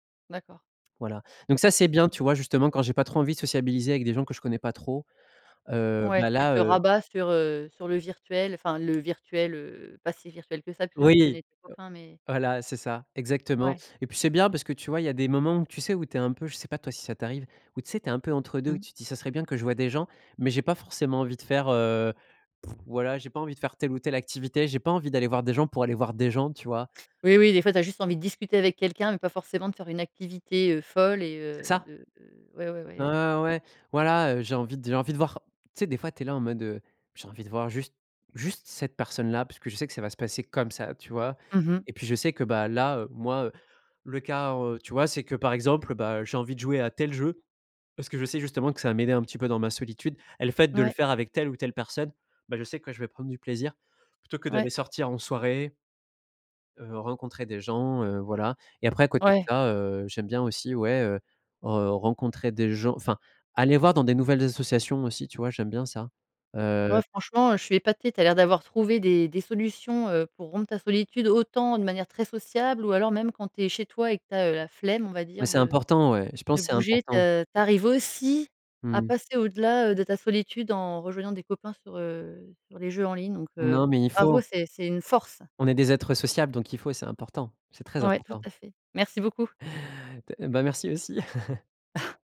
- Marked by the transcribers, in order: unintelligible speech; other background noise; stressed: "comme"; stressed: "aussi"; stressed: "force"; chuckle
- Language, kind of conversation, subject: French, podcast, Comment fais-tu pour briser l’isolement quand tu te sens seul·e ?